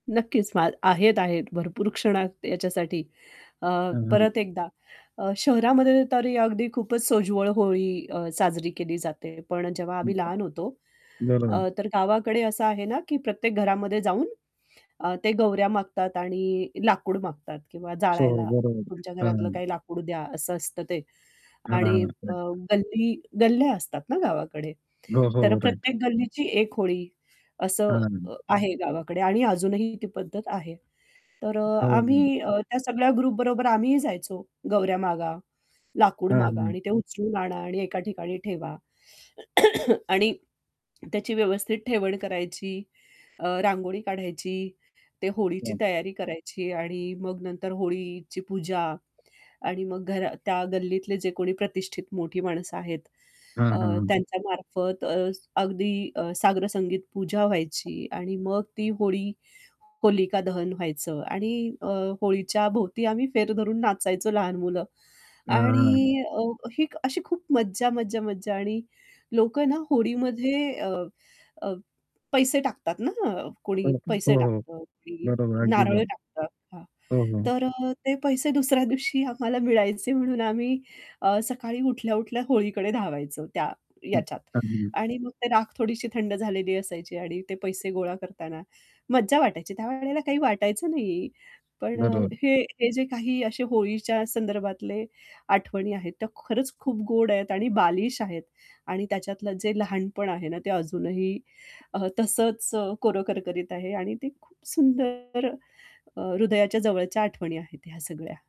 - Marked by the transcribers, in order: static; unintelligible speech; tapping; distorted speech; unintelligible speech; other background noise; unintelligible speech; in English: "राइट"; in English: "राइट"; in English: "ग्रुपबरोबर"; cough; unintelligible speech; unintelligible speech; unintelligible speech
- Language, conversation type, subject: Marathi, podcast, सण आणि ऋतू यांचं नातं तुला कसं दिसतं?